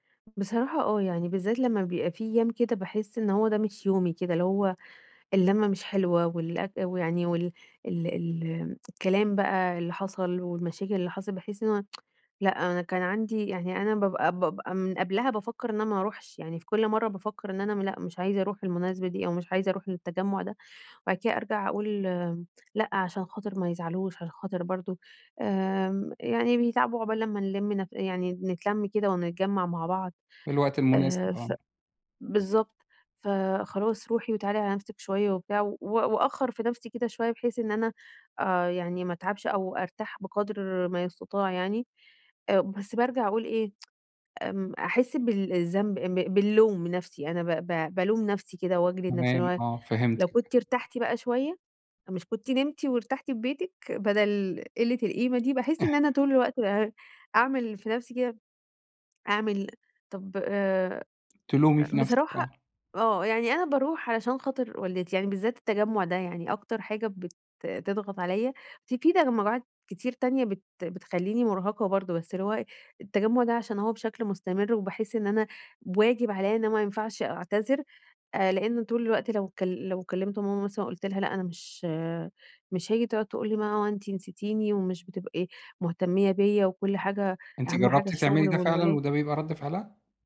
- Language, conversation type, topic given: Arabic, advice, إزاي ألاقي توازن بين راحتي ومشاركتي في المناسبات الاجتماعية من غير ما أتعب؟
- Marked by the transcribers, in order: tapping; tsk; tsk; laugh; unintelligible speech